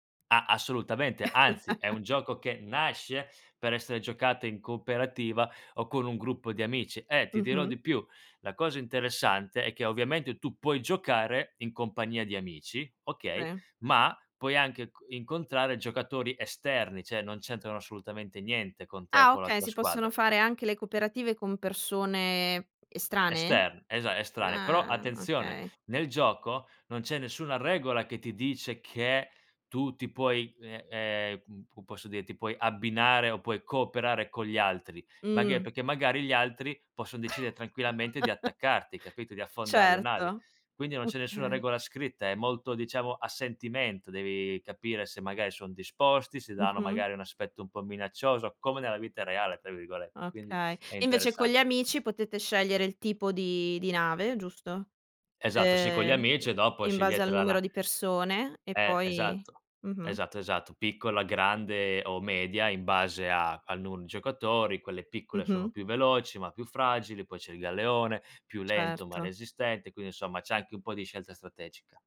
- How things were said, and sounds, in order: chuckle; "cioè" said as "ceh"; chuckle
- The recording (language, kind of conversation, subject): Italian, podcast, Qual è il tuo progetto personale che ti appassiona di più?